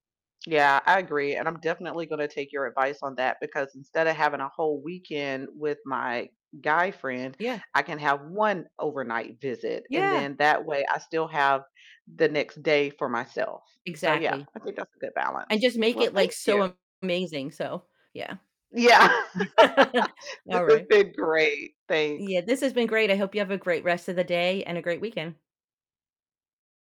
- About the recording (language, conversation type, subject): English, unstructured, How do you balance competing priorities like social life, sleep, and training plans?
- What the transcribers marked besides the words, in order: distorted speech; laughing while speaking: "Yeah"; laugh